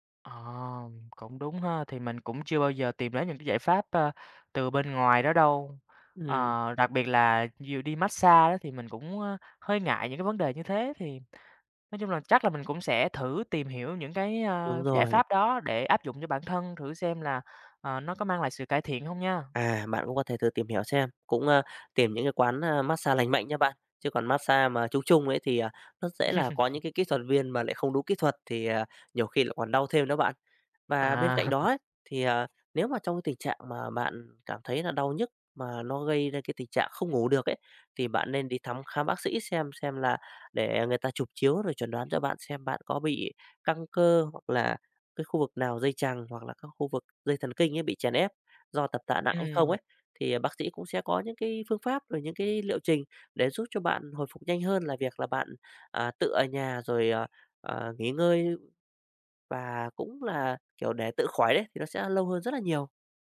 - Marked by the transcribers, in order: tapping; other background noise; chuckle; chuckle
- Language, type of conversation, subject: Vietnamese, advice, Vì sao tôi không hồi phục sau những buổi tập nặng và tôi nên làm gì?